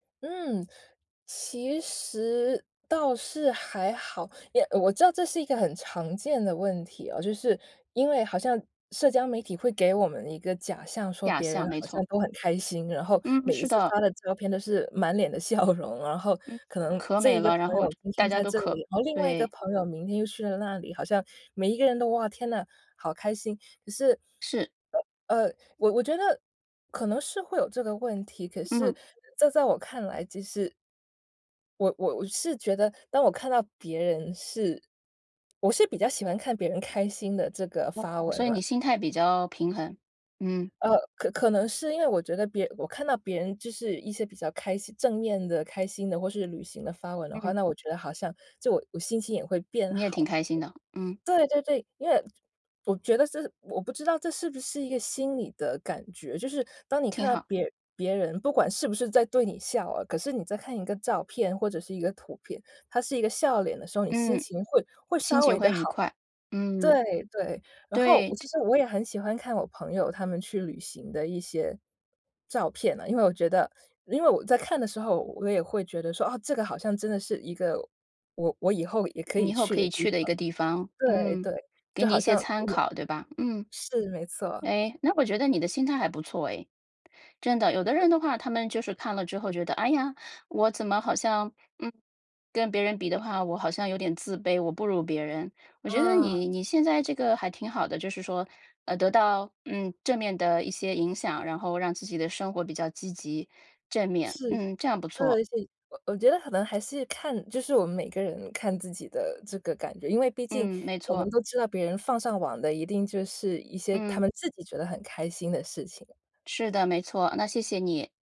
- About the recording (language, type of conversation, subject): Chinese, podcast, 你平时是如何管理自己使用社交媒体的时间的？
- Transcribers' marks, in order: laughing while speaking: "笑容"; swallow; other noise; unintelligible speech; other background noise